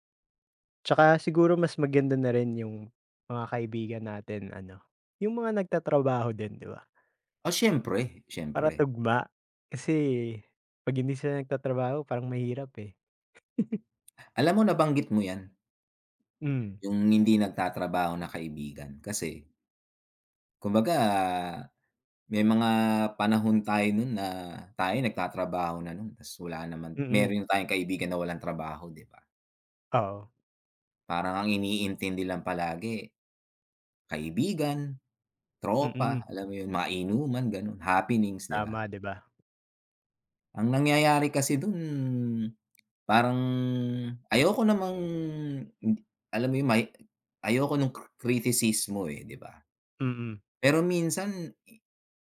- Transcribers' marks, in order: other background noise; tapping; chuckle
- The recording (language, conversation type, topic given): Filipino, unstructured, Paano mo binabalanse ang oras para sa trabaho at oras para sa mga kaibigan?